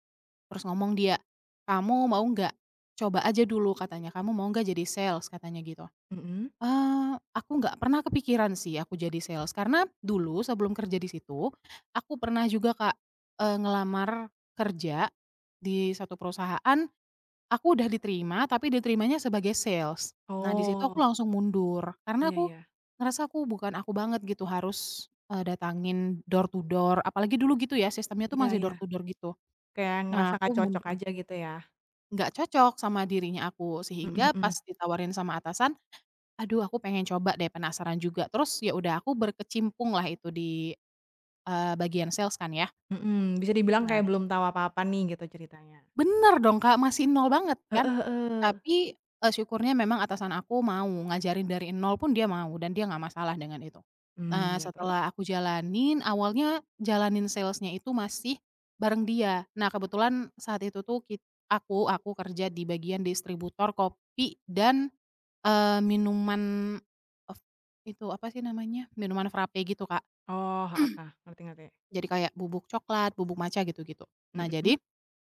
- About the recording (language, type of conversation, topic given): Indonesian, podcast, Pernahkah kamu mengalami kelelahan kerja berlebihan, dan bagaimana cara mengatasinya?
- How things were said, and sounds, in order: in English: "sales?"; tapping; in English: "sales"; in English: "sales"; in English: "door to door"; in English: "door to door"; other noise; in English: "sales"; in English: "sales-nya"; throat clearing